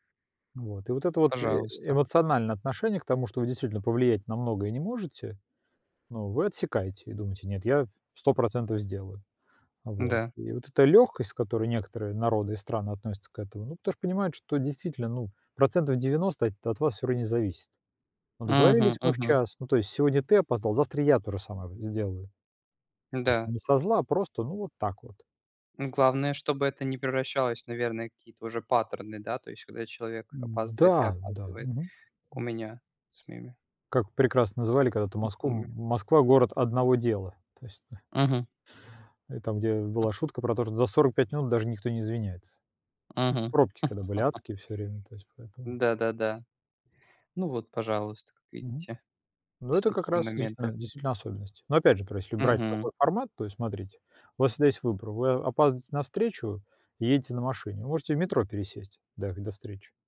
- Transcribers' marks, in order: laughing while speaking: "То есть, ну"; other noise; other background noise; laugh
- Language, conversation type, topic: Russian, unstructured, Почему люди не уважают чужое время?